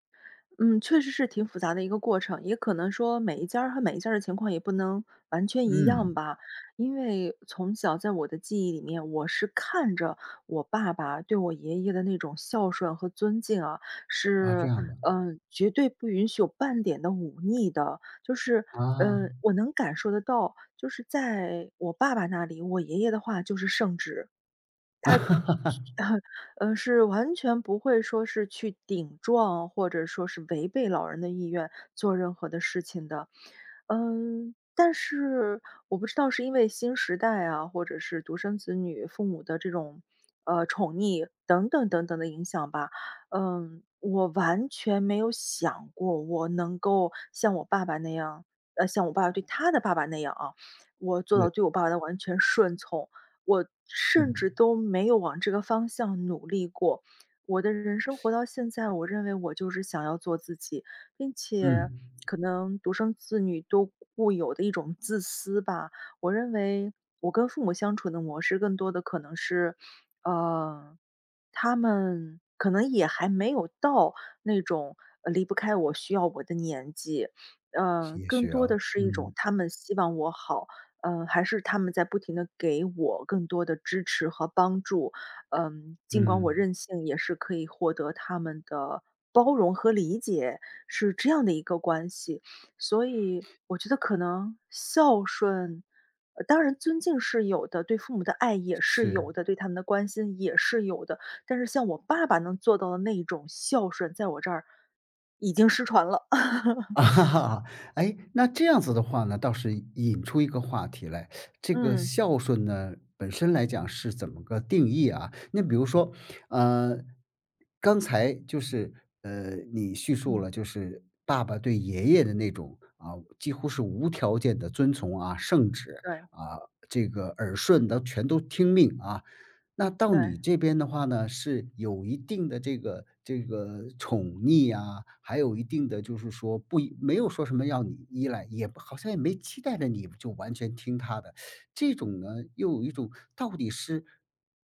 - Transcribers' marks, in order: laugh; chuckle; laugh; other background noise; teeth sucking
- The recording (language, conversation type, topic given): Chinese, podcast, 你怎么看待人们对“孝顺”的期待？